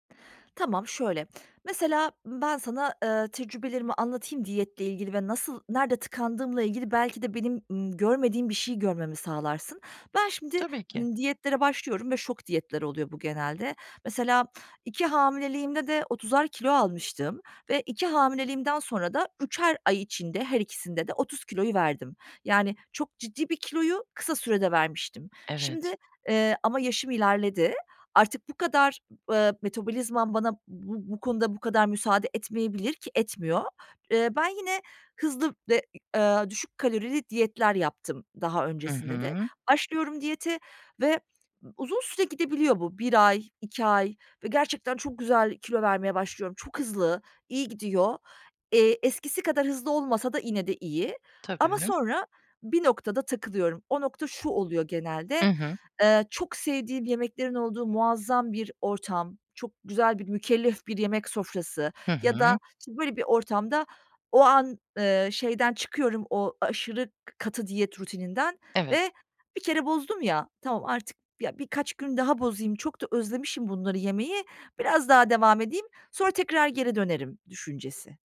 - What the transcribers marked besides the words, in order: other background noise; other noise
- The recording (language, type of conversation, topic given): Turkish, advice, Kilo vermeye çalışırken neden sürekli motivasyon kaybı yaşıyorum?